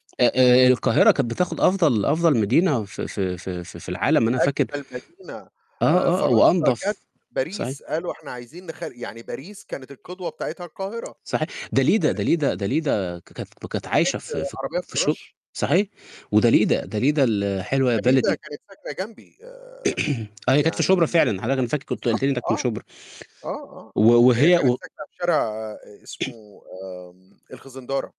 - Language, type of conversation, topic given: Arabic, unstructured, إزاي بتعبّر عن نفسك لما بتكون مبسوط؟
- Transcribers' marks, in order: static; other background noise; distorted speech; tapping; unintelligible speech; unintelligible speech; throat clearing; throat clearing